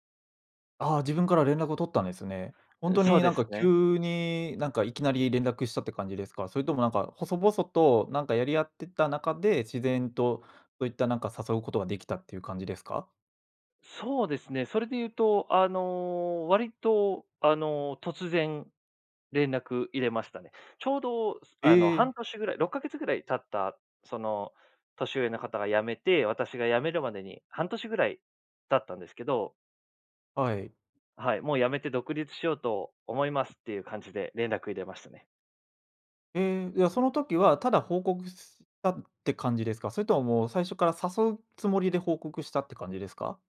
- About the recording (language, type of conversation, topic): Japanese, podcast, 偶然の出会いで人生が変わったことはありますか？
- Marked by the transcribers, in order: none